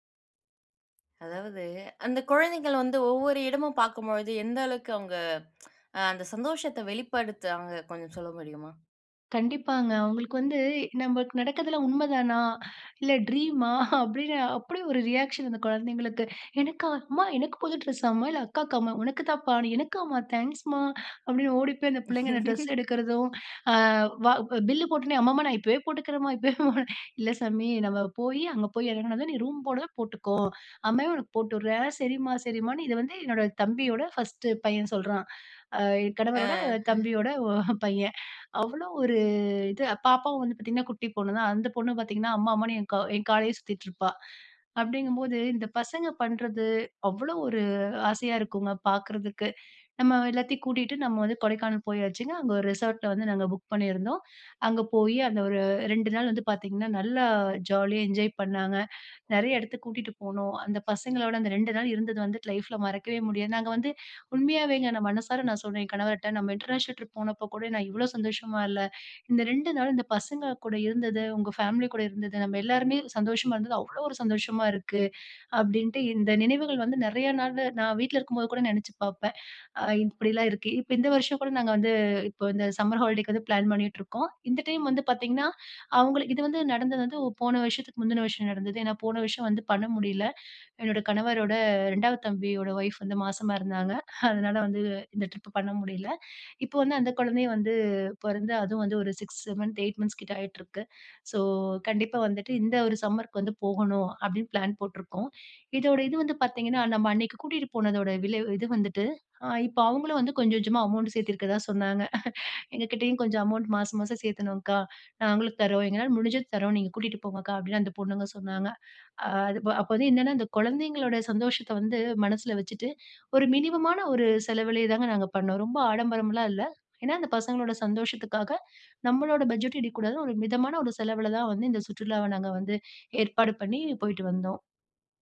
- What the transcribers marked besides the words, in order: tsk; joyful: "நமக்கு நடக்கிறதெல்லாம் உண்மைதானா? இல்ல ட்ரீமா? … இப்போவே போட்டுக்கிறேன்ம்மா இப்போவே"; laughing while speaking: "ட்ரீமா?"; in English: "ரியாக்ஷன்"; laugh; other background noise; laughing while speaking: "பையன்"; in English: "ரிசார்ட்ல"; in English: "புக்"; in English: "ஜாலியா என்ஜாய்"; in English: "லைஃப்ல"; in English: "இன்டர்நேஷனல் ட்ரிப்"; in English: "சம்மர் ஹாலிடேக்கு"; in English: "ப்ளான்"; in English: "ட்ரிப்"; in English: "மந்த்"; in English: "மந்த்ஸ்"; in English: "ஸோ"; in English: "சம்மர்க்கு"; in English: "ப்ளான்"; chuckle; in English: "மினிமமான"; in English: "பட்ஜெட்டும்"
- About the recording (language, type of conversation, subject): Tamil, podcast, மிதமான செலவில் கூட சந்தோஷமாக இருக்க என்னென்ன வழிகள் இருக்கின்றன?